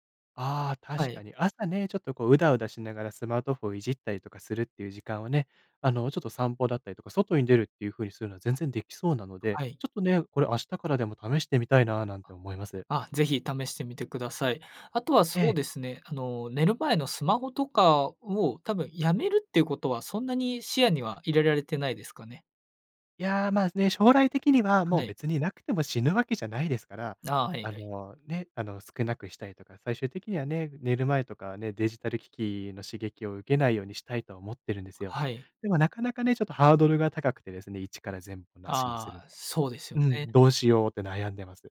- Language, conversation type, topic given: Japanese, advice, 夜に寝つけず睡眠リズムが乱れているのですが、どうすれば整えられますか？
- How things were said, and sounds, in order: none